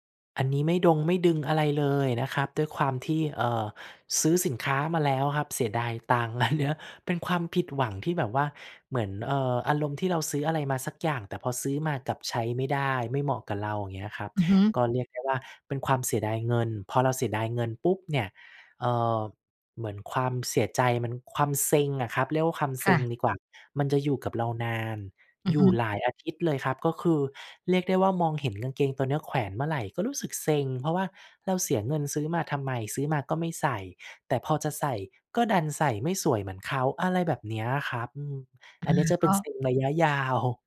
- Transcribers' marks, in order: laughing while speaking: "อะเนาะ"; laughing while speaking: "ยาว"
- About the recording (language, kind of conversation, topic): Thai, podcast, โซเชียลมีเดียส่งผลต่อความมั่นใจของเราอย่างไร?